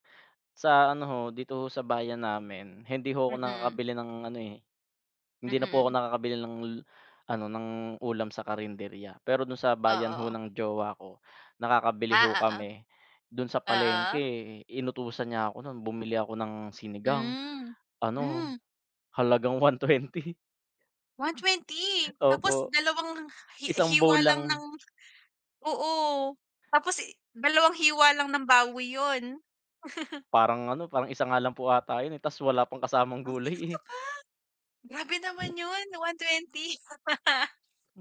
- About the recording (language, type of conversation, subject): Filipino, unstructured, Ano ang palagay mo tungkol sa pagkain sa labas kumpara sa lutong bahay?
- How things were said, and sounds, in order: laughing while speaking: "one twenty"; laughing while speaking: "Opo"; laugh; laughing while speaking: "gulay eh"; laugh